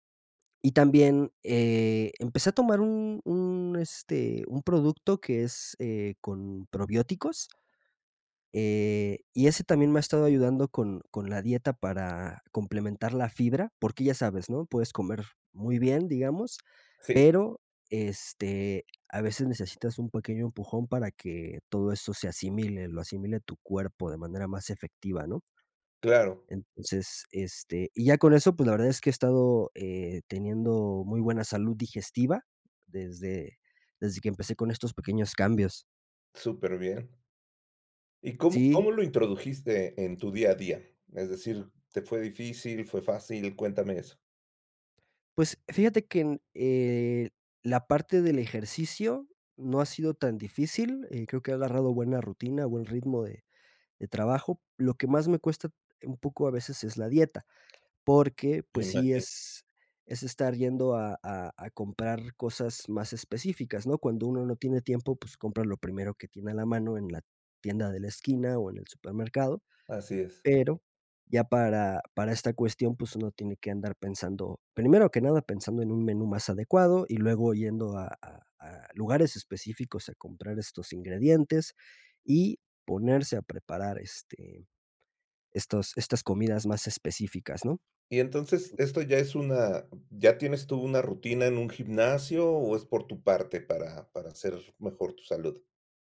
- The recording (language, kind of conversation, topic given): Spanish, podcast, ¿Qué pequeños cambios han marcado una gran diferencia en tu salud?
- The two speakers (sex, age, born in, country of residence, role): male, 25-29, Mexico, Mexico, guest; male, 55-59, Mexico, Mexico, host
- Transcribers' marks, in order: other background noise